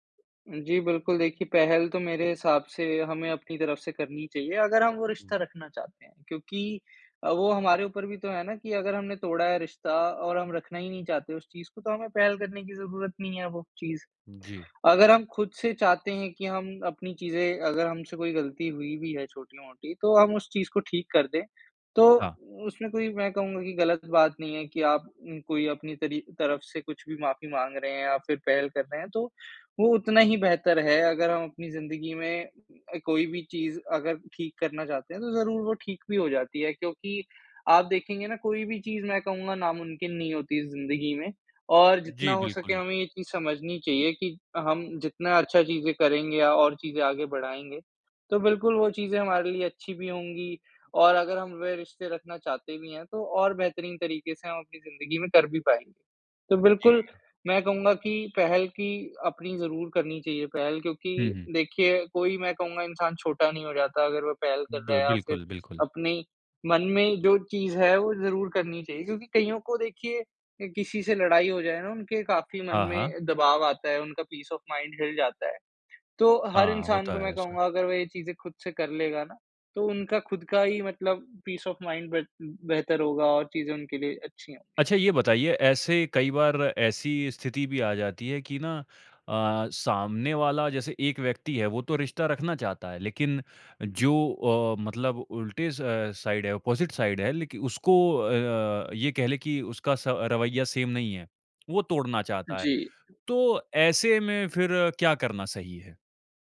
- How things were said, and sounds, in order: other background noise; in English: "पीस ऑफ़ माइंड"; in English: "पीस ऑफ़ माइंड"; in English: "स साइड"; in English: "अपोज़िट साइड"; in English: "सेम"
- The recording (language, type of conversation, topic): Hindi, podcast, टूटे हुए पुराने रिश्तों को फिर से जोड़ने का रास्ता क्या हो सकता है?
- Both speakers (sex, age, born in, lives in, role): male, 25-29, India, India, host; male, 55-59, United States, India, guest